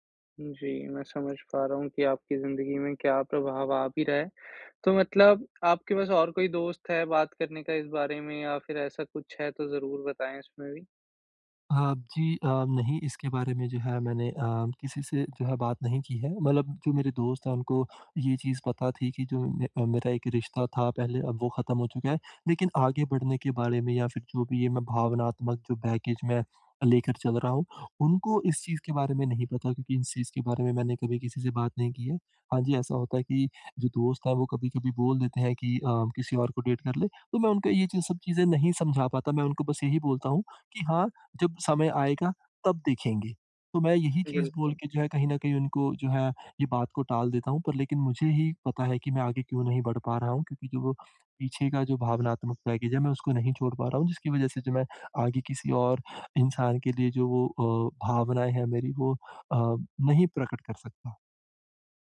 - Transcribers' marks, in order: in English: "बैगेज"; in English: "डेट"; in English: "बैगेज"
- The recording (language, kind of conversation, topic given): Hindi, advice, मैं भावनात्मक बोझ को संभालकर फिर से प्यार कैसे करूँ?